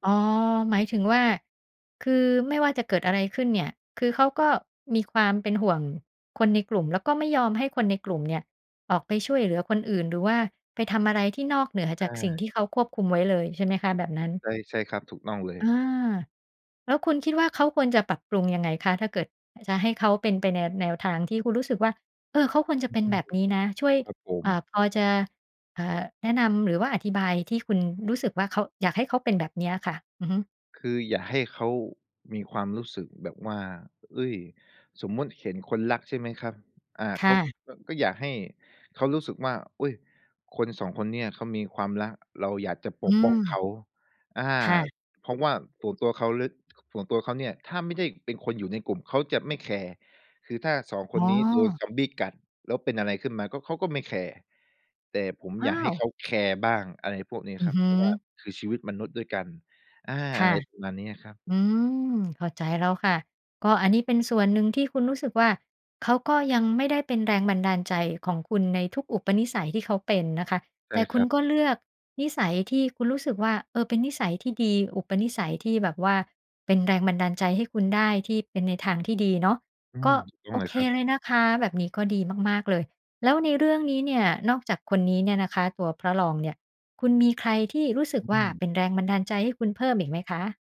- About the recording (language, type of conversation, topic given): Thai, podcast, มีตัวละครตัวไหนที่คุณใช้เป็นแรงบันดาลใจบ้าง เล่าให้ฟังได้ไหม?
- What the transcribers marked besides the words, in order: none